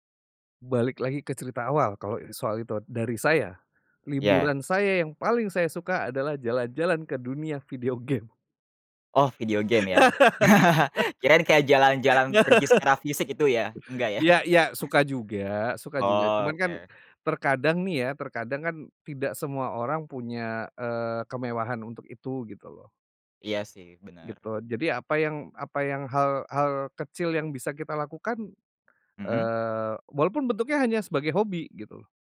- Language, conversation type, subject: Indonesian, podcast, Gimana cara kamu ngatur stres saat kerjaan lagi numpuk banget?
- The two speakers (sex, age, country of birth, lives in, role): male, 20-24, Indonesia, Indonesia, host; male, 40-44, Indonesia, Indonesia, guest
- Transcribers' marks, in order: other background noise; laugh; chuckle; laughing while speaking: "ya?"